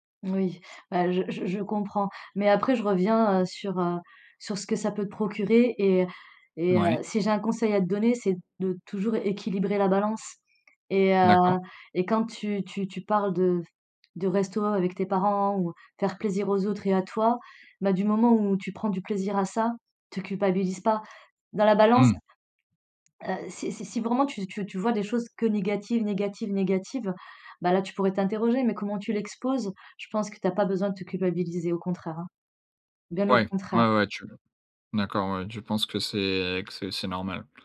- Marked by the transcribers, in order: none
- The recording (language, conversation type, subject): French, advice, Comment gères-tu la culpabilité de dépenser pour toi après une période financière difficile ?